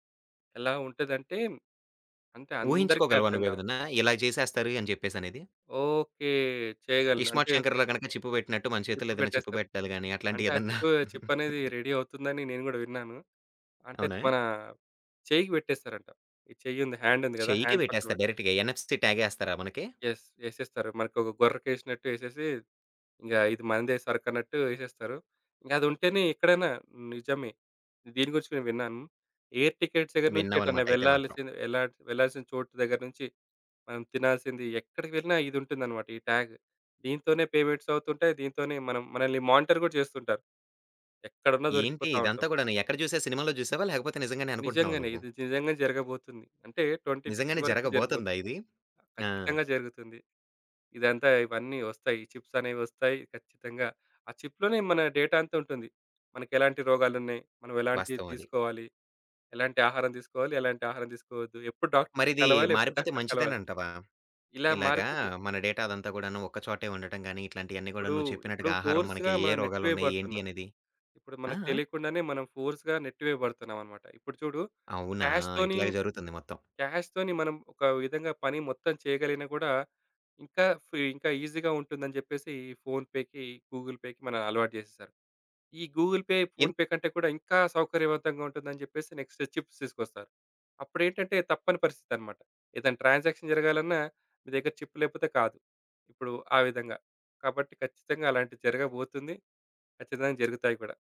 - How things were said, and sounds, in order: other background noise; in English: "చిప్"; tapping; in English: "రెడీ"; giggle; in English: "హ్యాండ్"; in English: "డైరెక్ట్‌గా ఎన్ఎఫ్‌టీ"; in English: "యెస్"; in English: "ఎయిర్ టికెట్స్"; in English: "మానిటర్"; in English: "ట్వెంటీ ఫిఫ్టీ"; in English: "చిప్‌లోనే"; in English: "డేటా"; in English: "డేటా"; in English: "ఫోర్స్‌గా"; in English: "ఫోర్స్‌గా"; in English: "క్యాష్‌తోని క్యాష్‌తోని"; in English: "ఈజీ‌గా"; in English: "ఫోన్‌పేకి, గూగుల్‌పేకి"; in English: "గూగుల్‌పే, ఫోన్‌పే"; in English: "చిప్స్"; in English: "ట్రాన్సాక్షన్"; in English: "చిప్"
- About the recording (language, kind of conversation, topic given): Telugu, podcast, డిజిటల్ చెల్లింపులు పూర్తిగా అమలులోకి వస్తే మన జీవితం ఎలా మారుతుందని మీరు భావిస్తున్నారు?